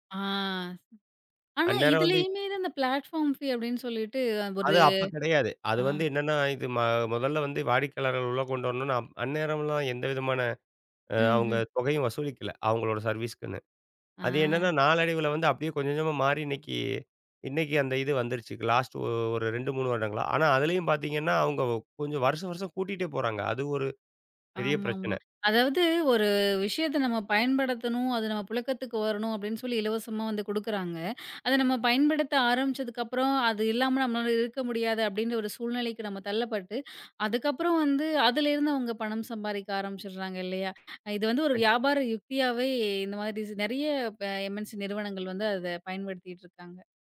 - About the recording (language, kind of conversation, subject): Tamil, podcast, பணத்தைப் பயன்படுத்தாமல் செய்யும் மின்னணு பணப்பரிமாற்றங்கள் உங்கள் நாளாந்த வாழ்க்கையின் ஒரு பகுதியாக எப்போது, எப்படித் தொடங்கின?
- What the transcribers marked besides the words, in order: tapping; in English: "பிளாட்பார்ம் ஃபீ"; in English: "சர்வீஸ்சுக்குன்னு"; in English: "லாஸ்டு"; other background noise; in English: "எம். என். சி"